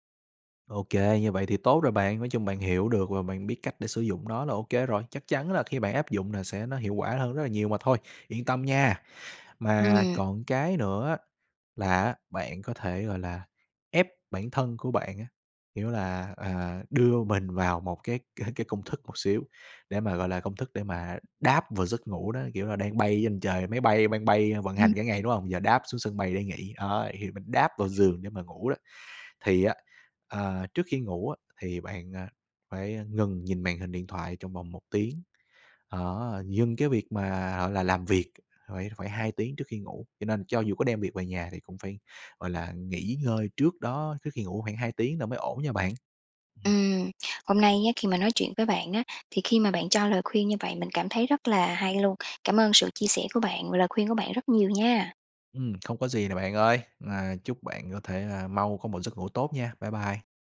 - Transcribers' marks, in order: other background noise; tapping
- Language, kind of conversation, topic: Vietnamese, advice, Vì sao tôi thức giấc nhiều lần giữa đêm và sáng hôm sau lại kiệt sức?